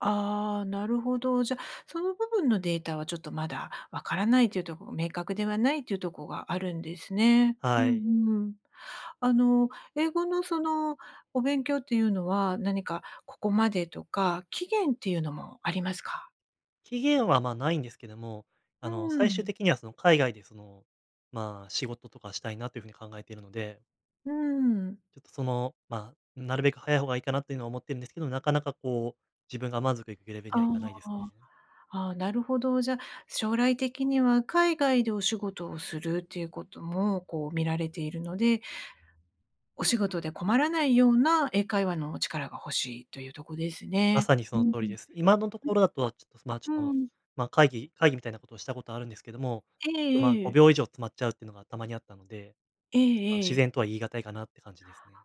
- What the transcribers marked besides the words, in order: other background noise
- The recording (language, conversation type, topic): Japanese, advice, 進捗が見えず達成感を感じられない